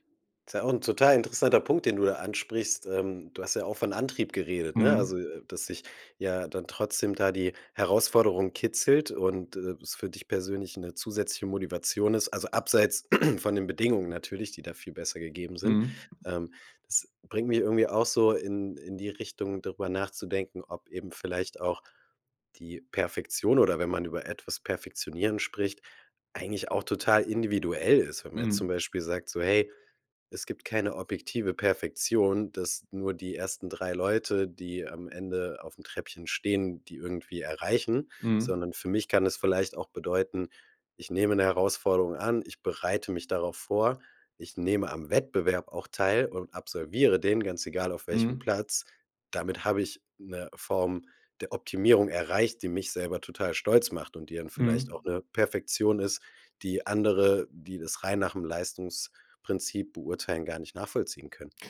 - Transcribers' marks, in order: throat clearing; other background noise
- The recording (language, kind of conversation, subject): German, podcast, Wie findest du die Balance zwischen Perfektion und Spaß?